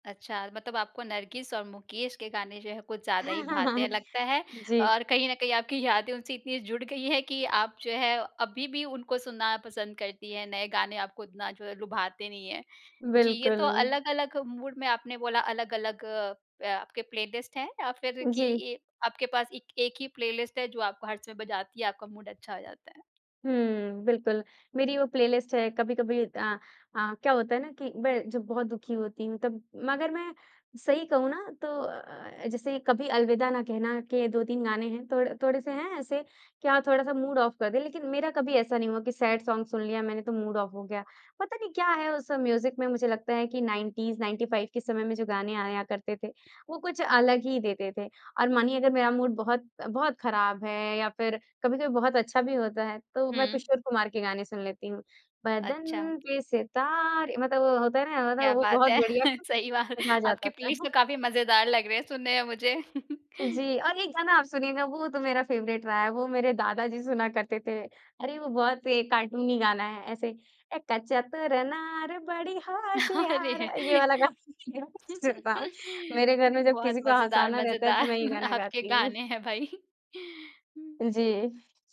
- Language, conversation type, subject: Hindi, podcast, आपके लिए संगीत सुनने का क्या मतलब है?
- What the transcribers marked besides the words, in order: chuckle; in English: "मूड"; in English: "प्लेलिस्ट"; in English: "प्लेलिस्ट"; in English: "मूड"; in English: "प्लेलिस्ट"; in English: "मूड ऑफ"; in English: "सैड सॉन्ग"; in English: "मूड ऑफ"; in English: "म्यूज़िक़"; in English: "नाइनटीज नाइनटी फाइव"; in English: "मूड"; singing: "बदन पे सितारें"; laughing while speaking: "है! सही बात"; in English: "प्लेलिस्ट"; chuckle; chuckle; in English: "फेवरेट"; singing: "एक चतुर नार बड़ी होशियार"; laughing while speaking: "अरे!"; chuckle; laughing while speaking: "गाना"; unintelligible speech; laughing while speaking: "मज़ेदार आपके गाने हैं भई"